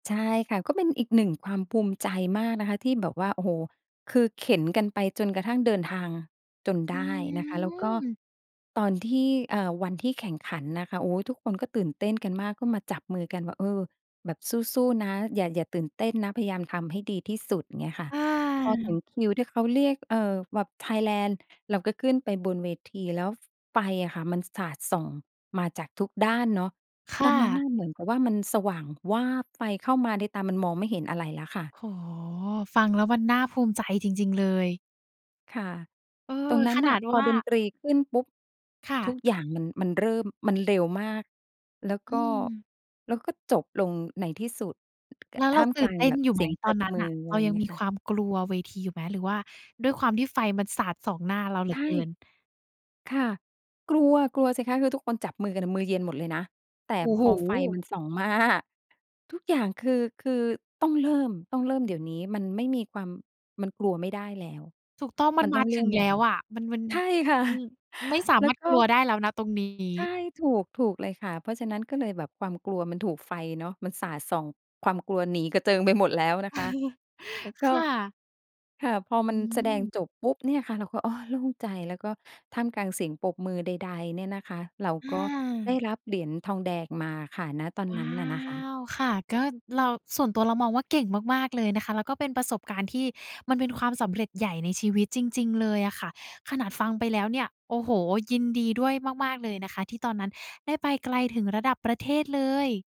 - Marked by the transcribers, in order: drawn out: "อืม"; laughing while speaking: "มา"; chuckle
- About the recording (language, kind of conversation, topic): Thai, podcast, คุณช่วยเล่าเหตุการณ์ที่คุณมองว่าเป็นความสำเร็จครั้งใหญ่ที่สุดในชีวิตให้ฟังได้ไหม?